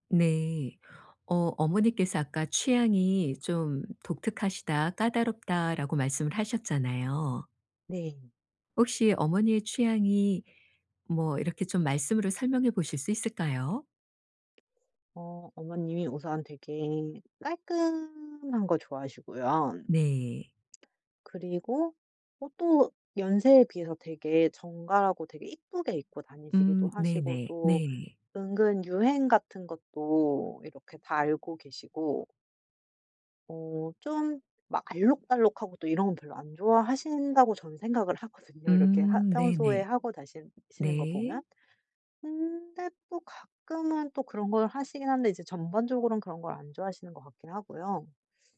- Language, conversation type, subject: Korean, advice, 선물을 뭘 사야 할지 전혀 모르겠는데, 아이디어를 좀 도와주실 수 있나요?
- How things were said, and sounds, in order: tapping; lip smack; laughing while speaking: "하거든요 이렇게"; other background noise